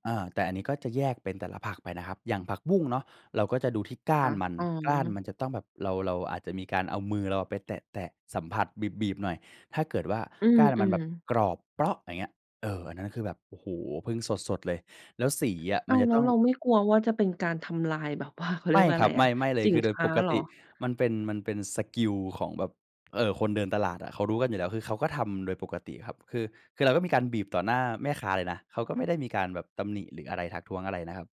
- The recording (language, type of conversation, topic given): Thai, podcast, มีเทคนิคอะไรบ้างในการเลือกวัตถุดิบให้สดเมื่อไปตลาด?
- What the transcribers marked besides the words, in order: laughing while speaking: "แบบว่า"